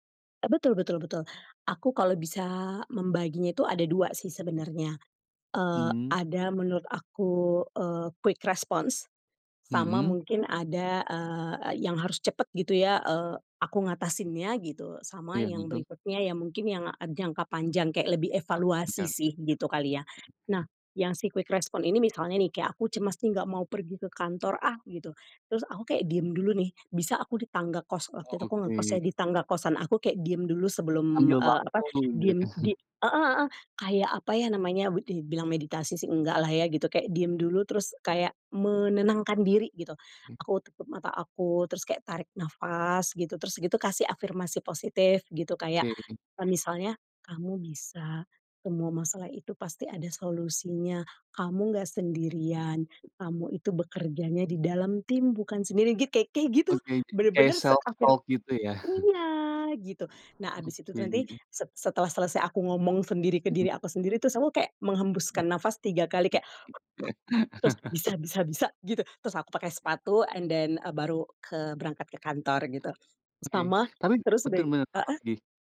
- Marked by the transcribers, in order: in English: "quick response"; in English: "quick response"; other background noise; laughing while speaking: "gitu"; in English: "self-talk"; chuckle; chuckle; exhale; in English: "and then"
- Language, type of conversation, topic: Indonesian, podcast, Bagaimana cara kamu mengatasi rasa cemas saat menghadapi situasi sulit?
- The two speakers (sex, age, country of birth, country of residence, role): female, 35-39, Indonesia, Indonesia, guest; male, 30-34, Indonesia, Indonesia, host